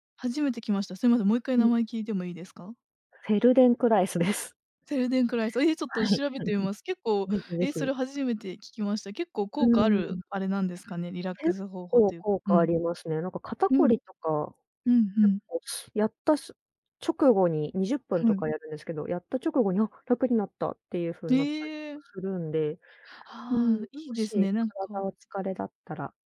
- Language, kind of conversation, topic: Japanese, advice, SNSやスマホが気になって作業が進まないのは、どんなときですか？
- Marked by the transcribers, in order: laughing while speaking: "です"; laughing while speaking: "はい"; giggle